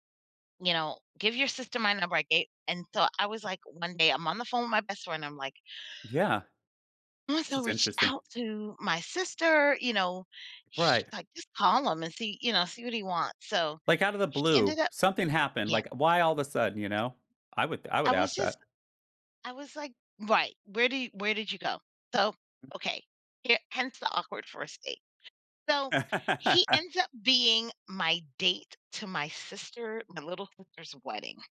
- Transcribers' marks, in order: tapping; other background noise; laugh
- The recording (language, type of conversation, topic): English, advice, How can I recover and move forward after an awkward first date?